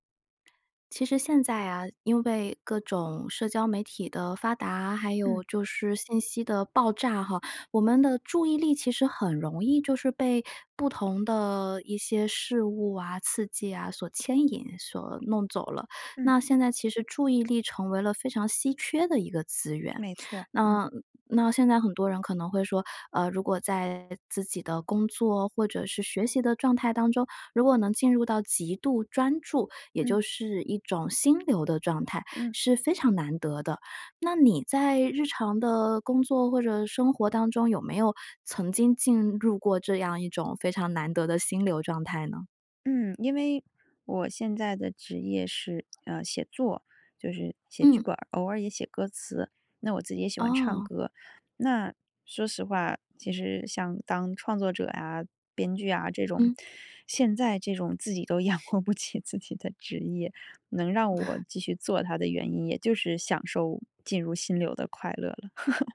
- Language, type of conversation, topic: Chinese, podcast, 你如何知道自己进入了心流？
- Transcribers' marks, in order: laughing while speaking: "都养活不起自己的职业"; laugh